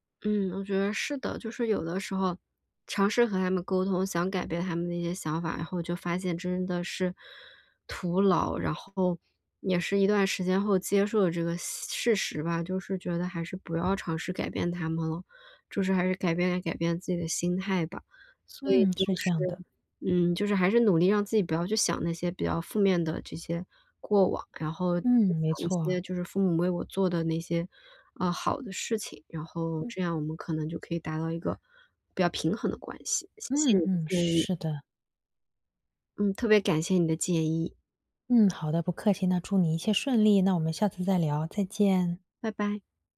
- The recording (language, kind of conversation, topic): Chinese, advice, 我怎样在变化中保持心理韧性和自信？
- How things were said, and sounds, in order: other background noise; tapping